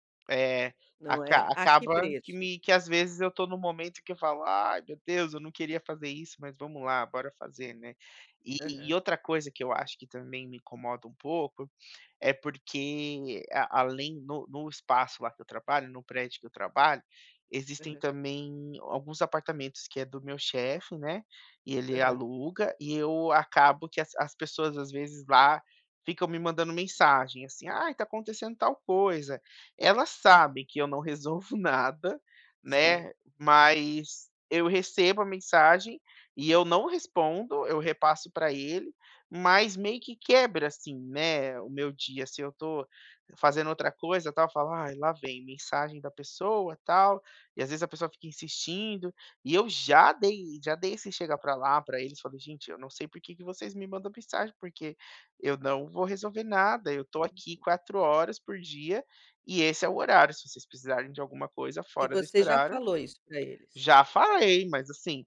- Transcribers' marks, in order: none
- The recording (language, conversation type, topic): Portuguese, advice, Como posso manter o equilíbrio entre o trabalho e a vida pessoal ao iniciar a minha startup?